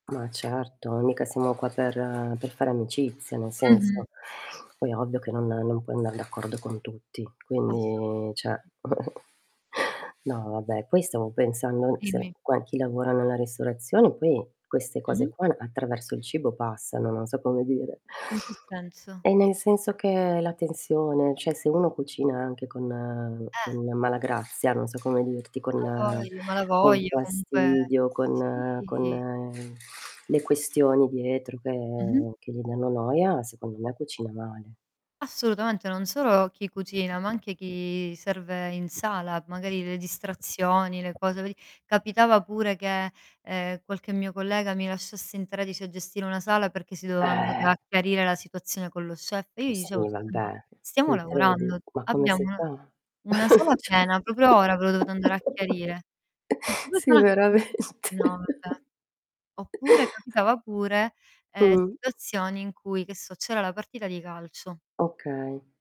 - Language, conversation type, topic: Italian, unstructured, Cosa ti fa arrabbiare di più nel tuo lavoro?
- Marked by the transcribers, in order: other background noise; static; distorted speech; "cioè" said as "ceh"; chuckle; "qua" said as "quan"; tapping; "cioè" said as "ceh"; mechanical hum; drawn out: "sì"; "Proprio" said as "propio"; chuckle; laughing while speaking: "ceh"; "Cioè" said as "ceh"; chuckle; laughing while speaking: "veramente"; unintelligible speech; chuckle